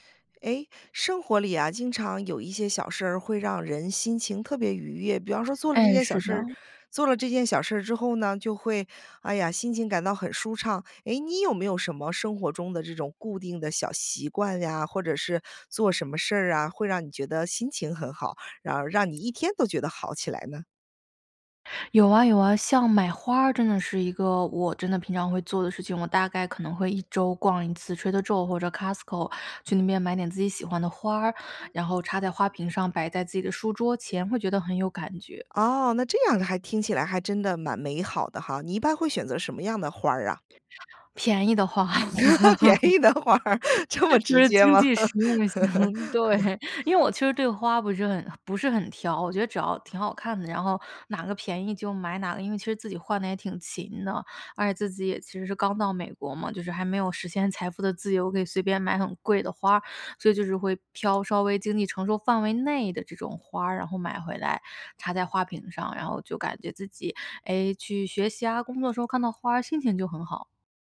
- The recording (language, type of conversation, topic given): Chinese, podcast, 你平常会做哪些小事让自己一整天都更有精神、心情更好吗？
- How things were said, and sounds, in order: other background noise; tapping; laugh; laughing while speaking: "便宜的花儿。这么直接吗？"; laugh; laughing while speaking: "经济实用型，对"; laugh